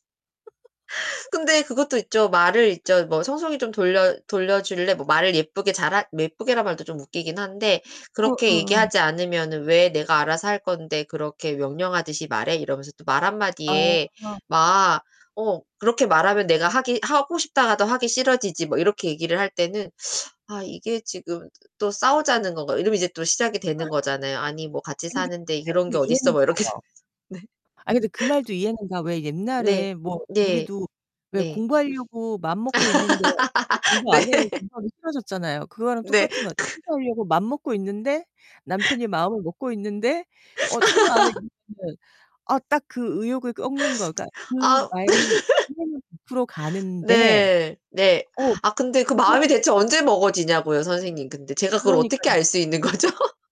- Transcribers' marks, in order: laugh; distorted speech; inhale; laugh; laughing while speaking: "막 이렇게 되면서. 네"; laugh; tapping; sniff; laugh; laughing while speaking: "네"; laugh; other background noise; laugh; unintelligible speech; unintelligible speech; laughing while speaking: "거죠?"
- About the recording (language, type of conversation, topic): Korean, unstructured, 같이 사는 사람이 청소를 하지 않을 때 어떻게 설득하시겠어요?